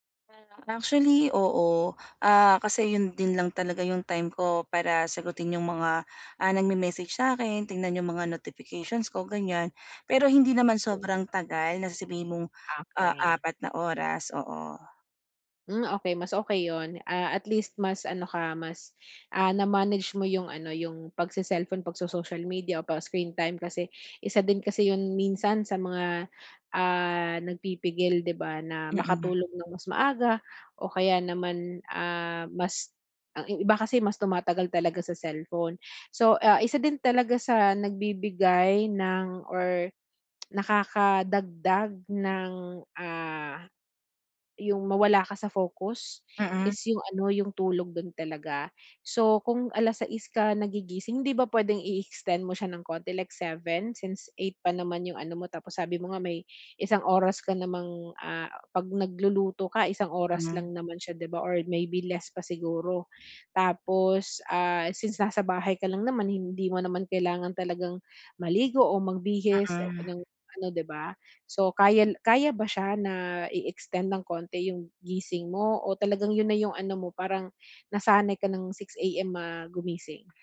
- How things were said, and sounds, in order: other background noise; tsk
- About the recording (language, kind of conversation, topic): Filipino, advice, Paano ako makakapagpahinga agad para maibalik ang pokus?